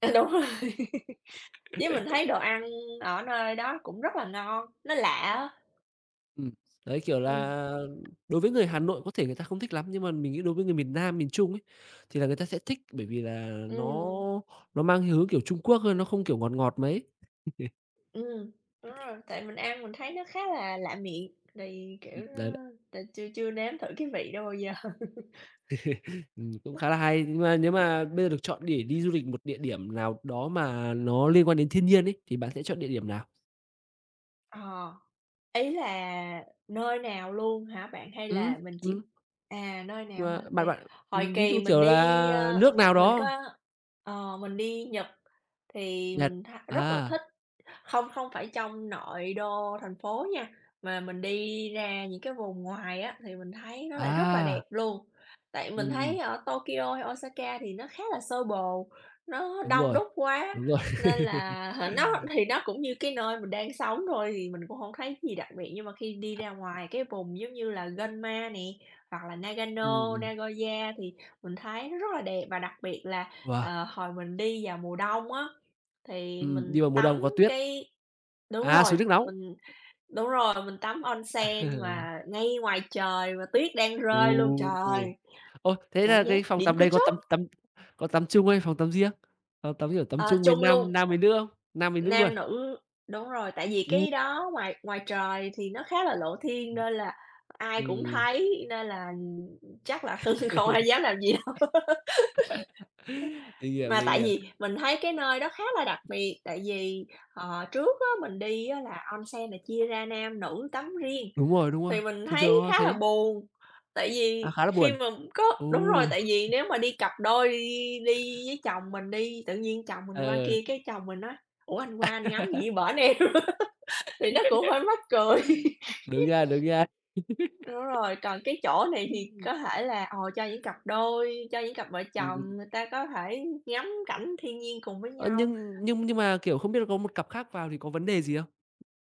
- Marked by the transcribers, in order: laughing while speaking: "À, đúng rồi"; laugh; tapping; laugh; other background noise; laughing while speaking: "giờ"; laugh; laugh; laugh; in Japanese: "onsen"; laughing while speaking: "hưng không ai dám làm gì đâu"; laugh; in Japanese: "onsen"; laugh; laughing while speaking: "em?"; laugh; laughing while speaking: "hơi mắc cười"; laugh
- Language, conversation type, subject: Vietnamese, unstructured, Thiên nhiên đã giúp bạn thư giãn trong cuộc sống như thế nào?